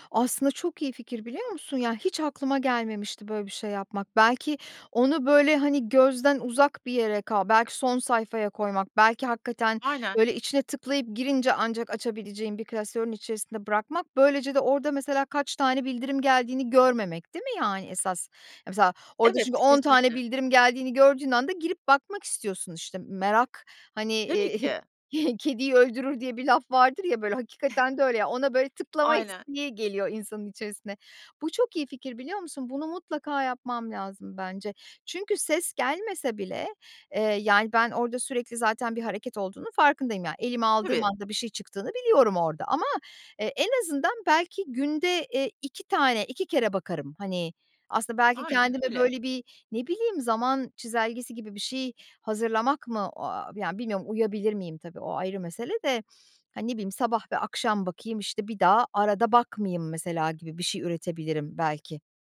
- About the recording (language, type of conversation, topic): Turkish, advice, Telefon ve sosyal medya sürekli dikkat dağıtıyor
- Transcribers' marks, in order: other background noise; chuckle; chuckle